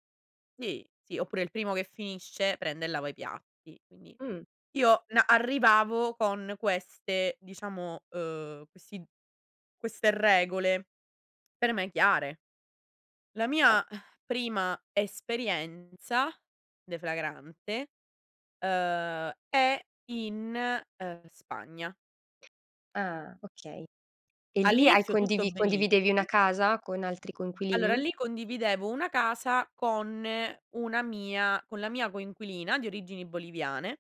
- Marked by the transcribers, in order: exhale
- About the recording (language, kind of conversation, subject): Italian, podcast, Come dividete i compiti di casa con gli altri?